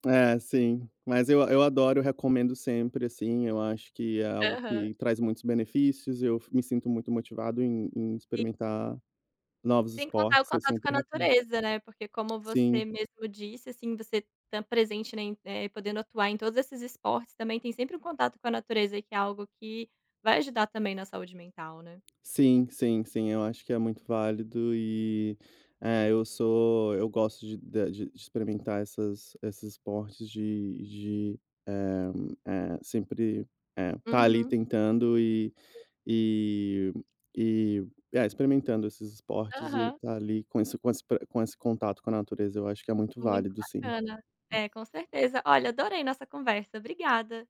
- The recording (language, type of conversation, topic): Portuguese, podcast, Qual é a sua relação com os exercícios físicos atualmente?
- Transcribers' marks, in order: other background noise; tapping